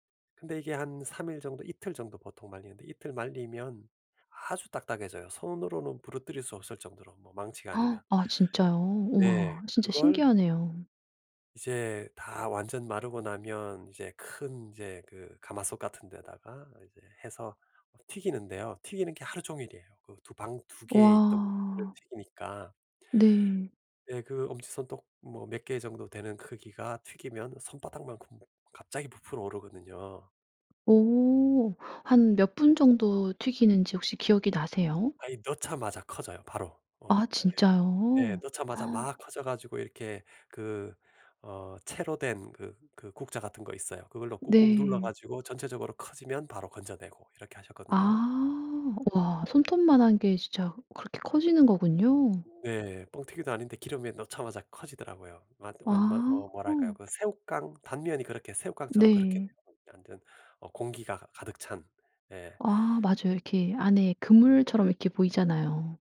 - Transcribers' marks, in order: gasp; unintelligible speech; other background noise; gasp; unintelligible speech
- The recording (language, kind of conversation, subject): Korean, podcast, 음식을 통해 어떤 가치를 전달한 경험이 있으신가요?